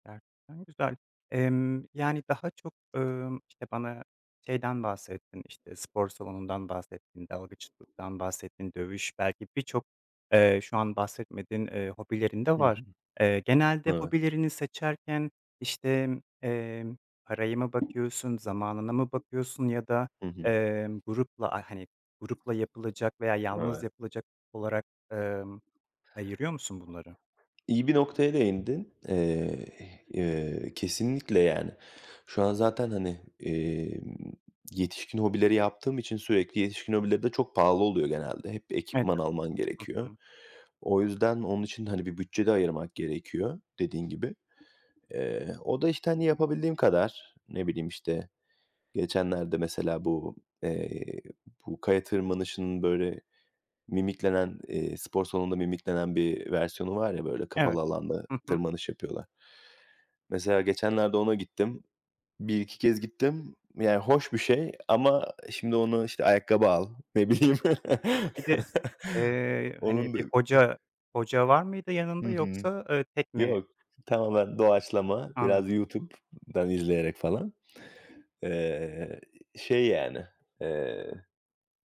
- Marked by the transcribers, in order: other background noise; tapping; laughing while speaking: "bileyim"; chuckle
- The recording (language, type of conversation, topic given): Turkish, podcast, Yeni bir hobiye başlarken ilk adımın ne olur?